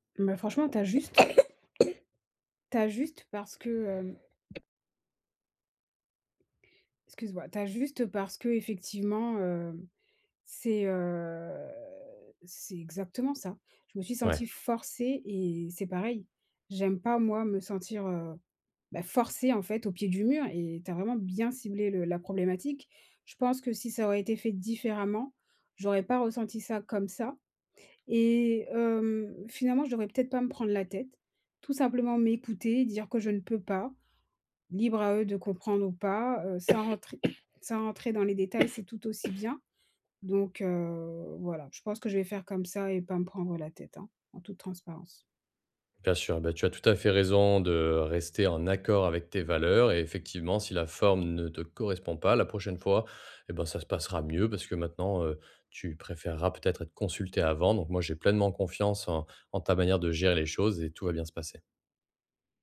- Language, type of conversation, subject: French, advice, Comment demander une contribution équitable aux dépenses partagées ?
- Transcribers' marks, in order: cough; tapping; drawn out: "heu"; cough; drawn out: "heu"